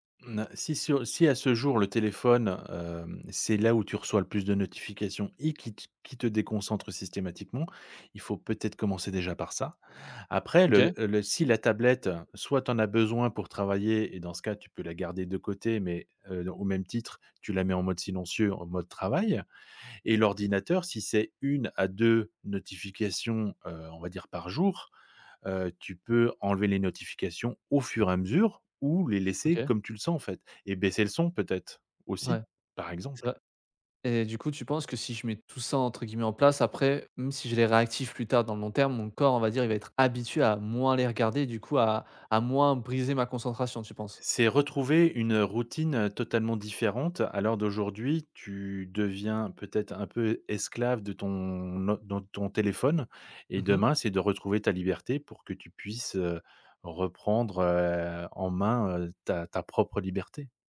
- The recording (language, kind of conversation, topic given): French, advice, Comment les notifications constantes nuisent-elles à ma concentration ?
- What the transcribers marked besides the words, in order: stressed: "habitué"; other background noise